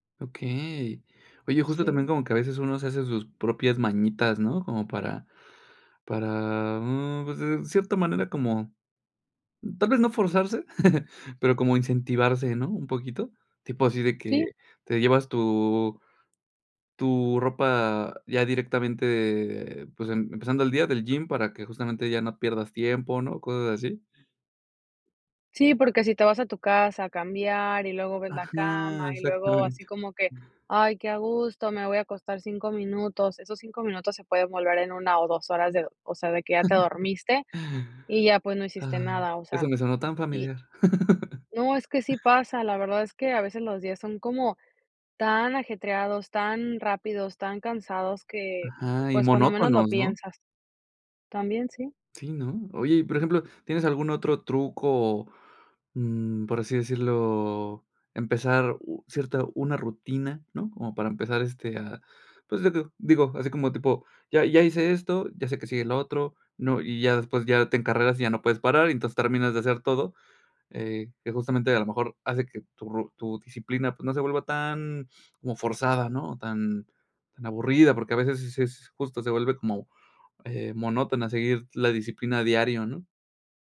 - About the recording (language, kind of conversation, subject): Spanish, podcast, ¿Qué papel tiene la disciplina frente a la motivación para ti?
- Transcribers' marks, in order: chuckle; other background noise; chuckle; chuckle